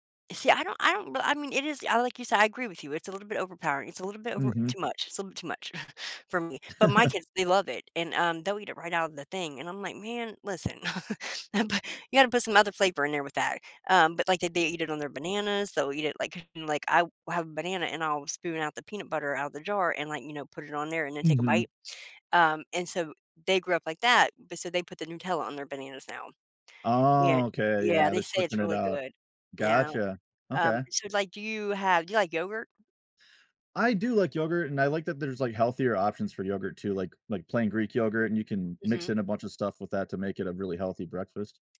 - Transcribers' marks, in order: chuckle; chuckle
- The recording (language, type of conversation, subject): English, unstructured, How has your personal taste in brunch evolved over the years, and what do you think influenced that change?
- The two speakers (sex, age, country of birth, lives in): female, 45-49, United States, United States; male, 35-39, United States, United States